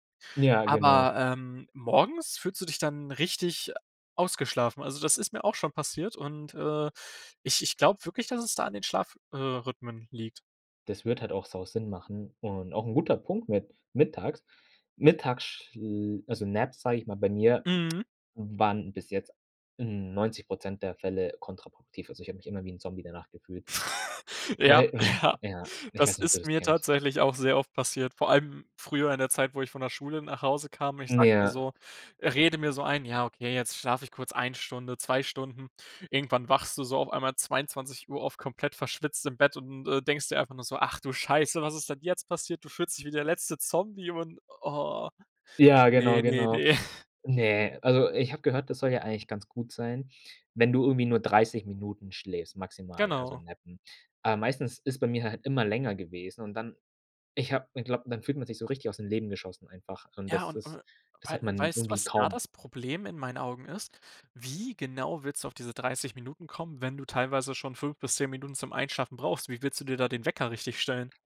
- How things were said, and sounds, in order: laugh; laughing while speaking: "ne"
- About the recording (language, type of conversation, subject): German, podcast, Was hilft dir beim Einschlafen, wenn du nicht zur Ruhe kommst?